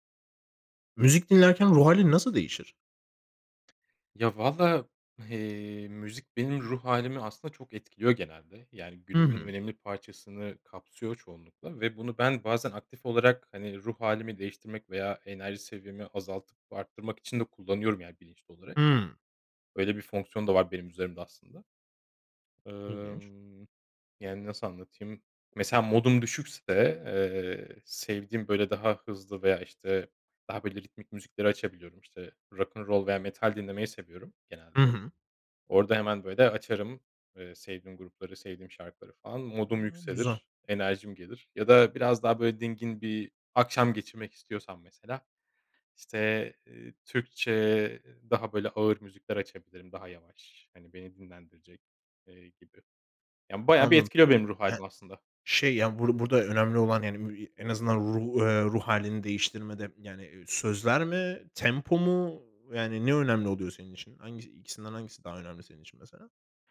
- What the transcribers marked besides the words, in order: other background noise; in English: "rock'n roll"
- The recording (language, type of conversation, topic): Turkish, podcast, Müzik dinlerken ruh halin nasıl değişir?